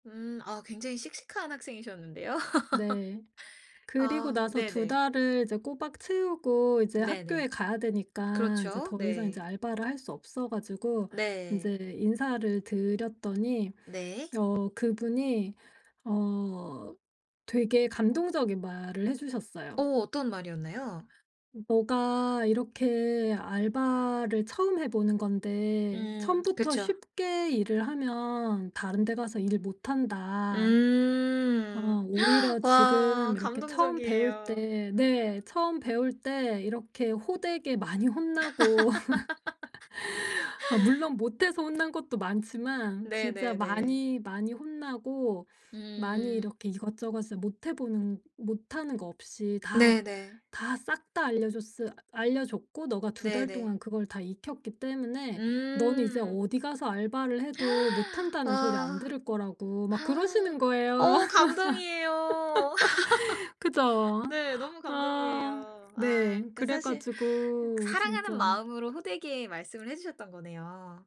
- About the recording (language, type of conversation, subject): Korean, podcast, 처음 사회생활을 시작했을 때 가장 기억에 남는 경험은 무엇인가요?
- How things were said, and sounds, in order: laugh; other background noise; gasp; laugh; gasp; laugh; laugh; tapping